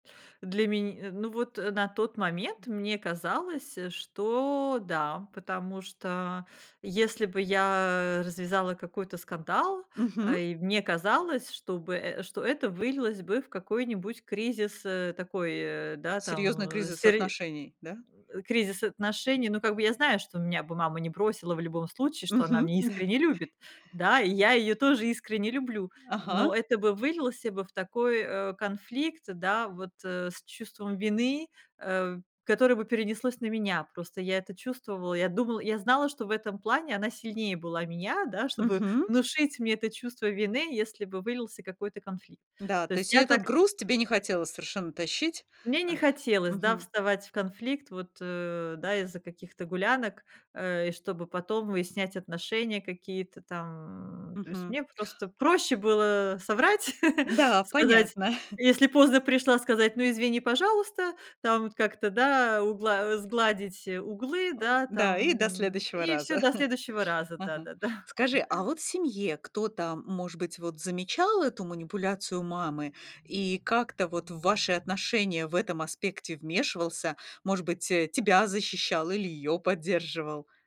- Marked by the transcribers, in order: tapping; laughing while speaking: "да"; other noise; other background noise; chuckle; chuckle; chuckle
- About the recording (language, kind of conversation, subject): Russian, podcast, Как реагировать на манипуляции родственников?